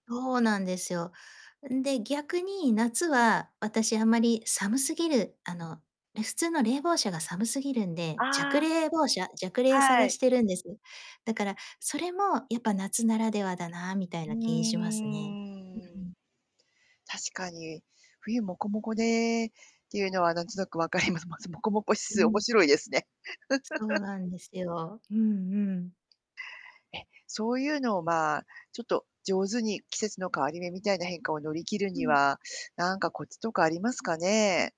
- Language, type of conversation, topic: Japanese, podcast, 季節の変化を身近に感じるのはどんなときですか？
- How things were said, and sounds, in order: distorted speech; mechanical hum; static; drawn out: "うーん"; laughing while speaking: "ます ます。もこもこ指数面白いですね"; laugh; tapping